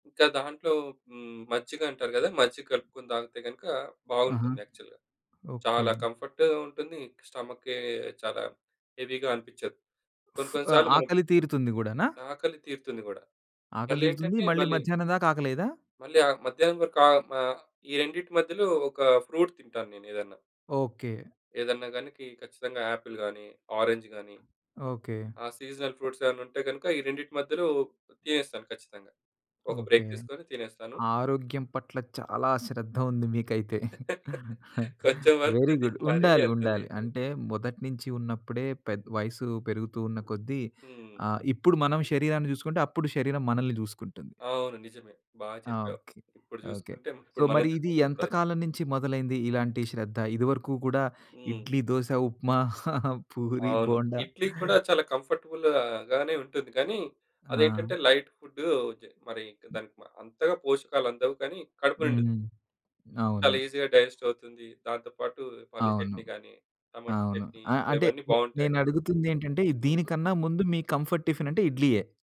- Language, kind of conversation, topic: Telugu, podcast, తెల్లవారుజామున తినడానికి నీకు అత్యంత ఇష్టమైన సౌకర్యాహారం ఏది?
- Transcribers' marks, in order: other background noise; in English: "యాక్చువల్‌గా"; in English: "కంఫర్ట్"; in English: "హెవీ‌గా"; in English: "ఫ్రూట్"; in English: "ఆపిల్"; in English: "ఆరంజ్"; tapping; in English: "సీజనల్ ఫ్రూట్స్"; in English: "బ్రేక్"; chuckle; in English: "వెరీ గుడ్"; laugh; in English: "సో"; chuckle; in English: "లైట్ ఫుడ్"; in English: "ఈజీ‌గా డైజెస్ట్"; in English: "కంఫర్ట్ టిఫిన్"